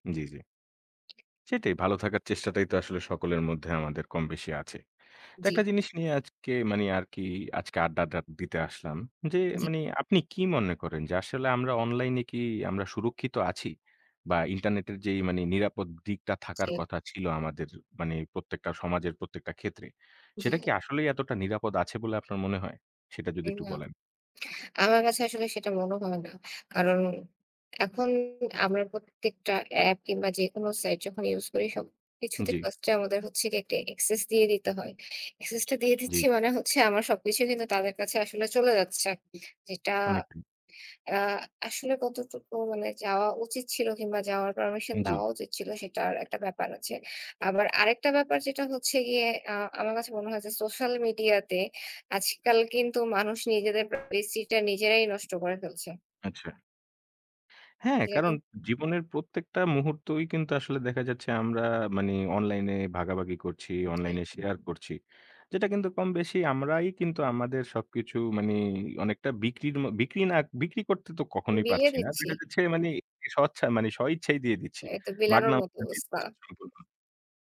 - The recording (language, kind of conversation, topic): Bengali, unstructured, অনলাইনে গোপনীয়তা নিয়ে আপনি কি উদ্বিগ্ন বোধ করেন?
- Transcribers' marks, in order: tapping; other background noise; unintelligible speech